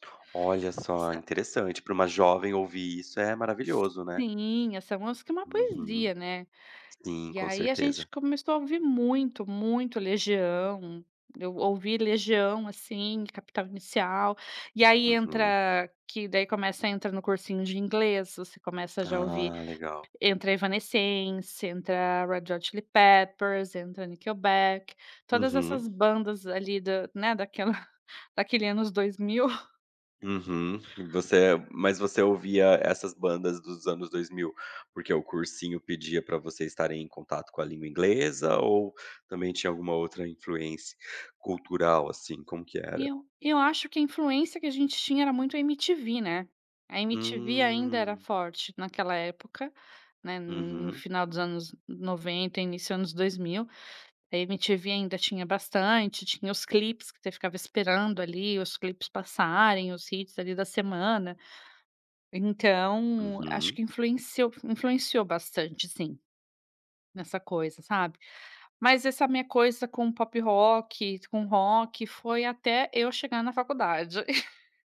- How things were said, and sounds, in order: tapping; put-on voice: "Red Hot Chili Peppers"; laughing while speaking: "daquela"; chuckle; in English: "hits"; chuckle
- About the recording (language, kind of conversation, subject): Portuguese, podcast, Questão sobre o papel da nostalgia nas escolhas musicais